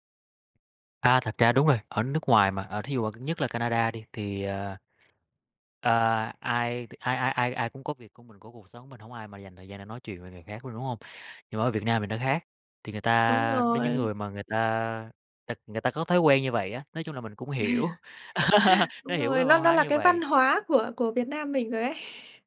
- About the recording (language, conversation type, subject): Vietnamese, podcast, Bạn đối diện với nỗi sợ thay đổi như thế nào?
- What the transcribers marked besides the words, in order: tapping; other background noise; laugh; laugh